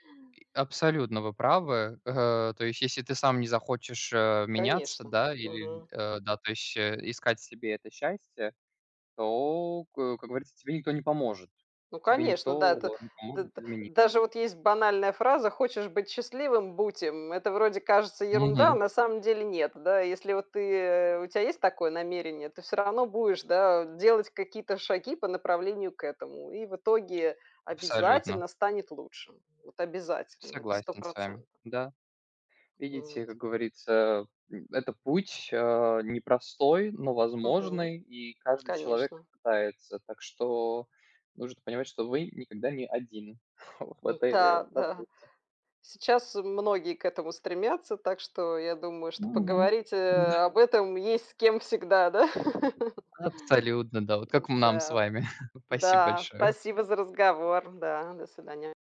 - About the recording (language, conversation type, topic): Russian, unstructured, Как ты понимаешь слово «счастье»?
- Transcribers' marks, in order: other background noise; tapping; chuckle; laugh; chuckle